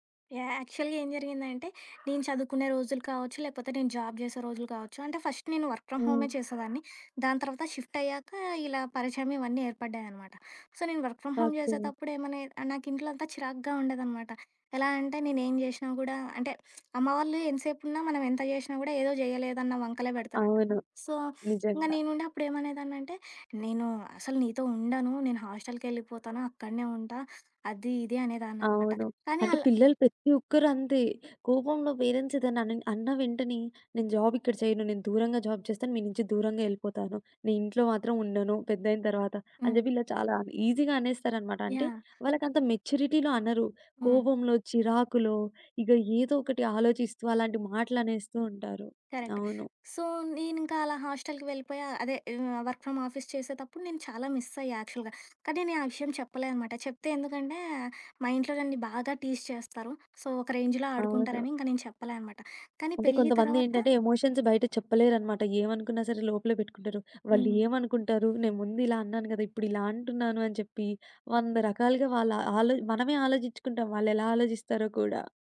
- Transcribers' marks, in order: in English: "యాక్చువల్‌గా"; other background noise; in English: "జాబ్"; in English: "ఫస్ట్"; in English: "వర్క్ ఫ్రమ్"; dog barking; in English: "సో"; in English: "వర్క్ ఫ్రమ్ హోమ్"; in English: "సో"; in English: "పేరెంట్స్"; in English: "జాబ్"; in English: "ఈజీగా"; in English: "మెచ్యూరిటీలో"; in English: "సో"; in English: "వర్క్ ఫ్రమ్ ఆఫీస్"; in English: "యాక్చువల్‌గా"; in English: "టీజ్"; in English: "సో"; in English: "రేంజ్‌లో"; in English: "ఎమోషన్స్"
- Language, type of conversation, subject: Telugu, podcast, మీ వివాహ దినాన్ని మీరు ఎలా గుర్తుంచుకున్నారు?